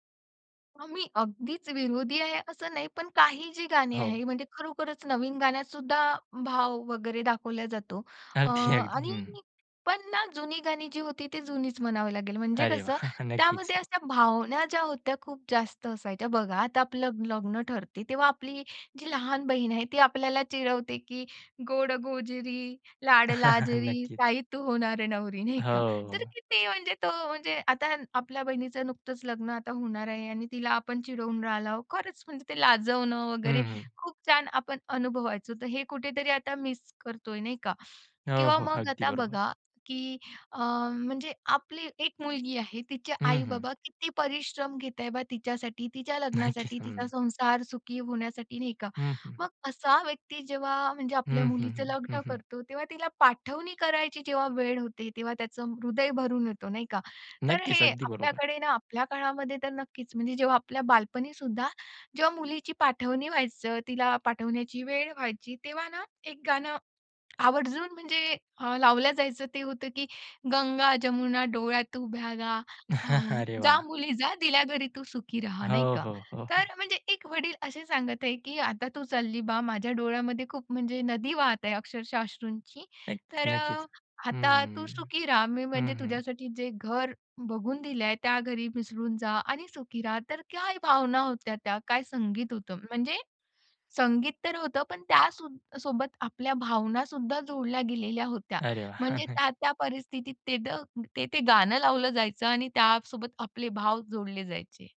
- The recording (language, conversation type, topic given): Marathi, podcast, लग्नाची आठवण करून देणारं गाणं कोणतं?
- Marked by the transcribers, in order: laughing while speaking: "अगदी अगदी"; laughing while speaking: "वाह!"; chuckle; "राहिलो" said as "राहिलाव"; in English: "मिस"; laughing while speaking: "नक्कीच"; chuckle; drawn out: "हं"; laughing while speaking: "अरे वाह!"